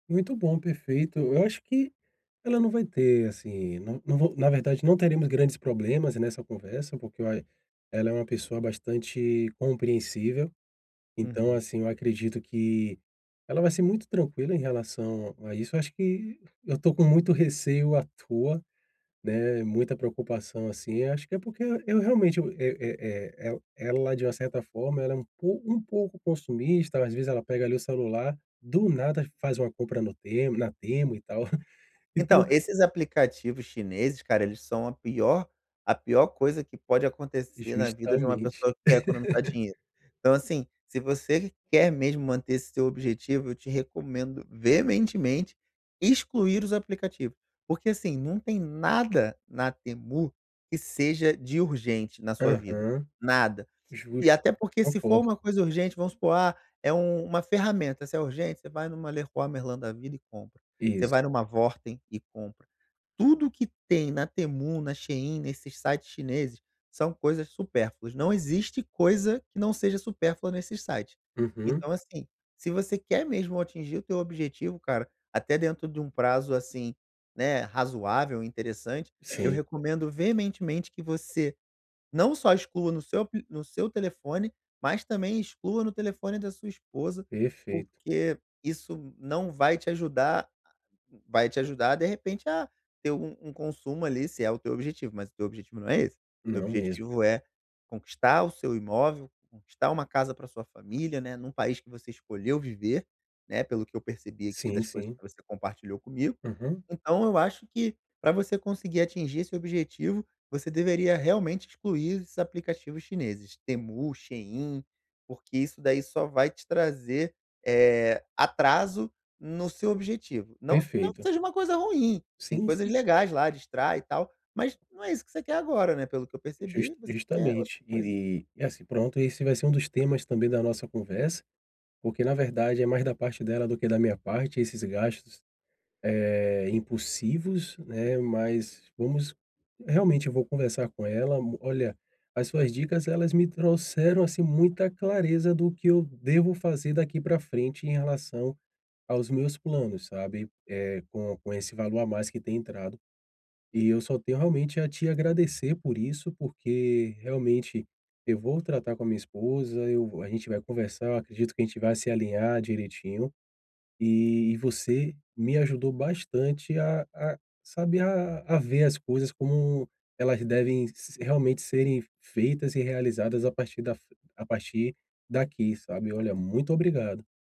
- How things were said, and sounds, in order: unintelligible speech; laugh
- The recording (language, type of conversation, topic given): Portuguese, advice, Como posso evitar que meus gastos aumentem quando eu receber um aumento salarial?